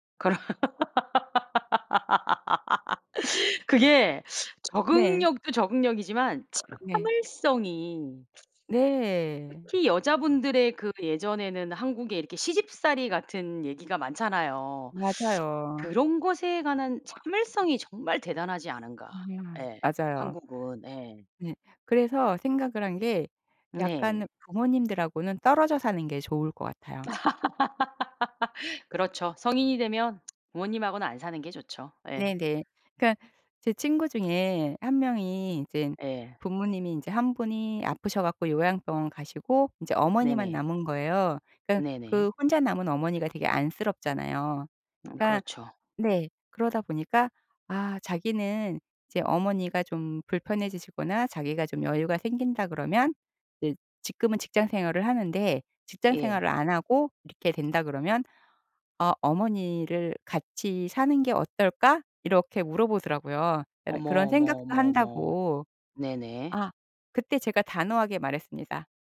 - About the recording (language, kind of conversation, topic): Korean, podcast, 가족의 과도한 기대를 어떻게 현명하게 다루면 좋을까요?
- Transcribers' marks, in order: laughing while speaking: "그럼"; laugh; laugh; tapping; tsk; other background noise